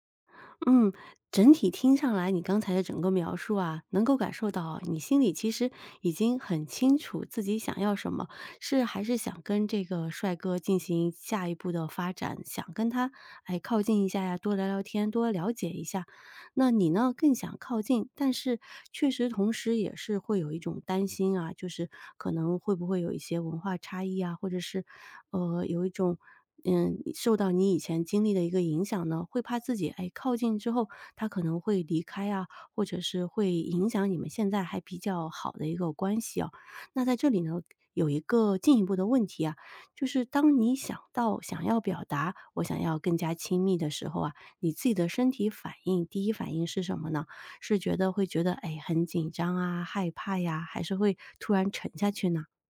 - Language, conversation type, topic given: Chinese, advice, 我该如何表达我希望关系更亲密的需求，又不那么害怕被对方拒绝？
- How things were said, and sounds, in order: none